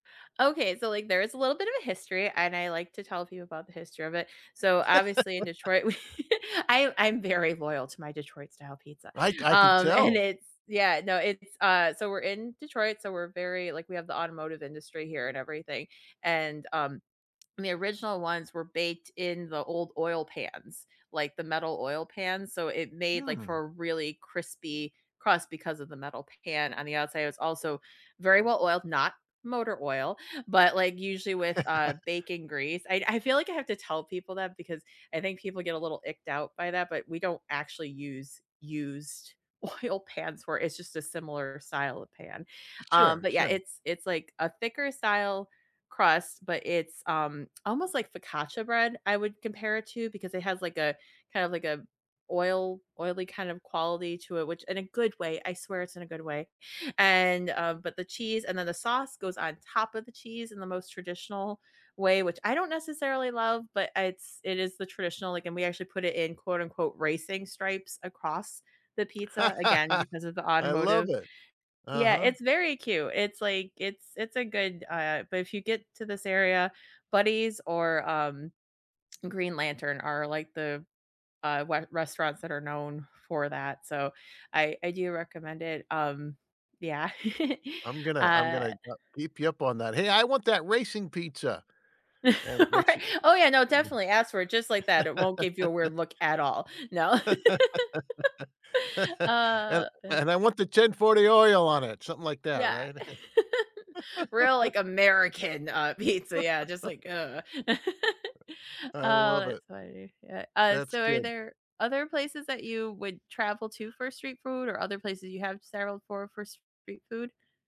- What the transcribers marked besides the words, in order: laugh; laughing while speaking: "we"; laughing while speaking: "and it's"; chuckle; tapping; laughing while speaking: "oil"; laugh; giggle; laugh; laughing while speaking: "Right"; unintelligible speech; laugh; laugh; laugh; laughing while speaking: "pizza"; chuckle; laugh; other background noise
- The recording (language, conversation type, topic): English, unstructured, What’s the most unforgettable street food you’ve tried while traveling, and what made it stand out?